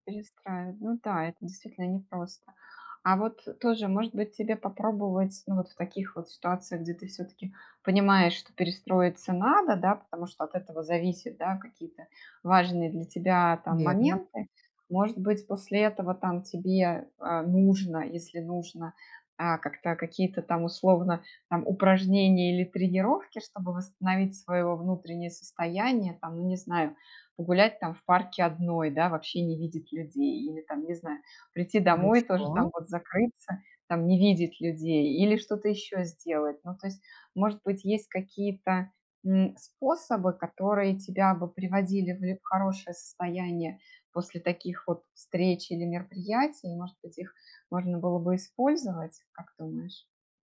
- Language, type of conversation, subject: Russian, advice, Как мне быть собой, не теряя одобрения других людей?
- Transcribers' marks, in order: none